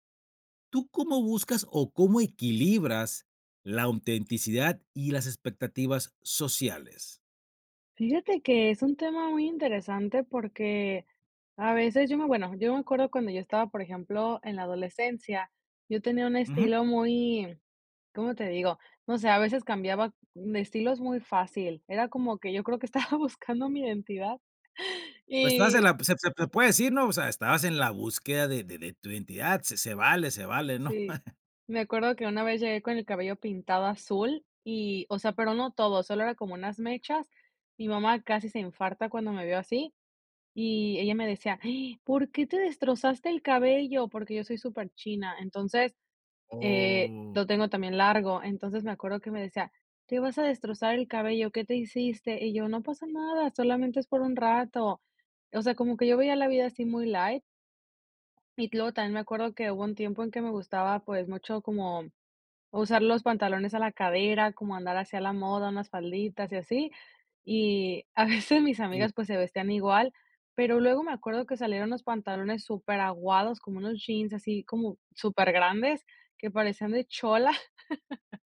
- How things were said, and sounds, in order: laughing while speaking: "estaba buscando"; chuckle; giggle; drawn out: "Oh"; laughing while speaking: "a veces"; laugh
- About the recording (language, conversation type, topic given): Spanish, podcast, ¿Cómo equilibras autenticidad y expectativas sociales?